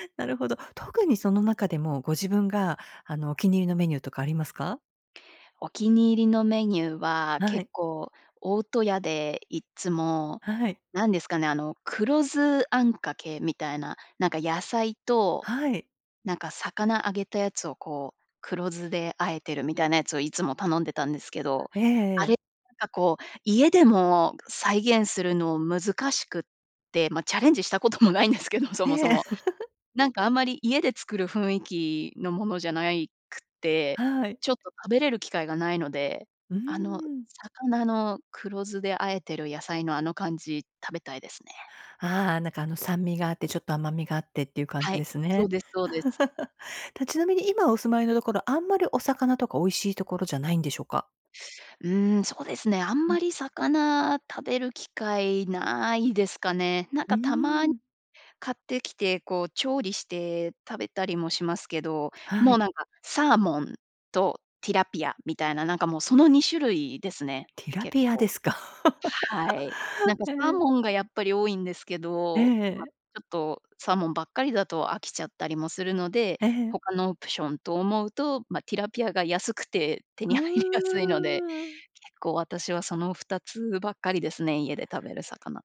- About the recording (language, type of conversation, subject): Japanese, podcast, 故郷で一番恋しいものは何ですか？
- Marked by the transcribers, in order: laughing while speaking: "したこともないんですけど、そもそも"; laugh; laugh; laugh; laughing while speaking: "手に入りやすいので"